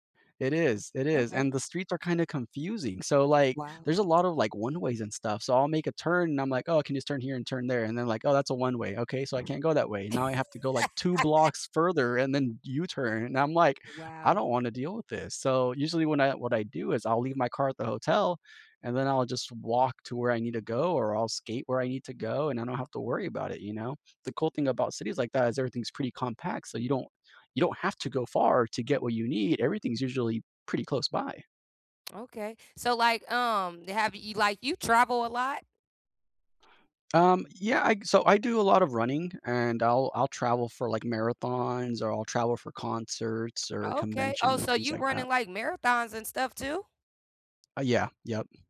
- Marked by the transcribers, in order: other background noise; laugh; tapping
- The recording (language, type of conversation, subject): English, unstructured, What is your go-to way to get around—biking, taking the bus, or walking?